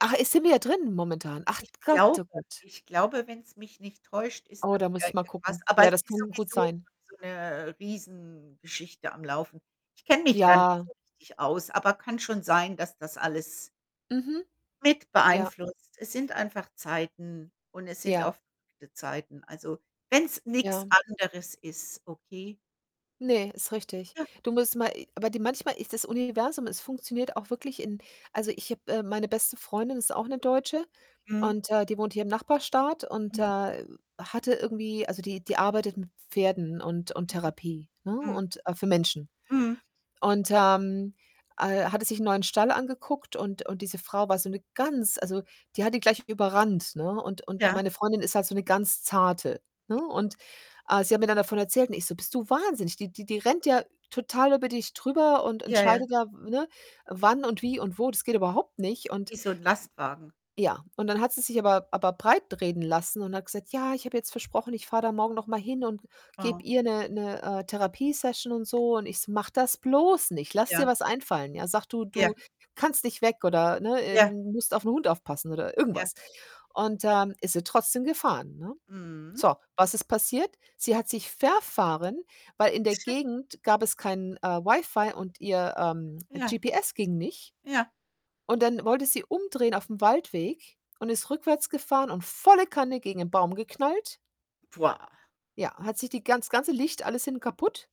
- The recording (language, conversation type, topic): German, unstructured, Wie kannst du in schweren Zeiten Freude finden?
- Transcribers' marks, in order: distorted speech; tapping; other background noise; other noise; stressed: "verfahren"; tsk; static